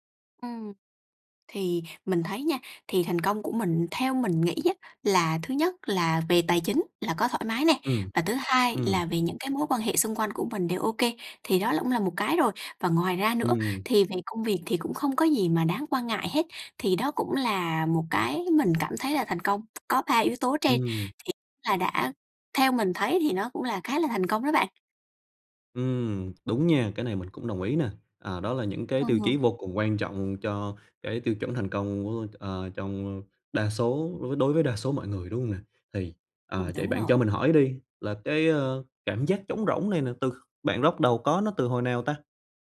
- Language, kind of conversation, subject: Vietnamese, advice, Tại sao tôi đã đạt được thành công nhưng vẫn cảm thấy trống rỗng và mất phương hướng?
- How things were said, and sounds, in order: tapping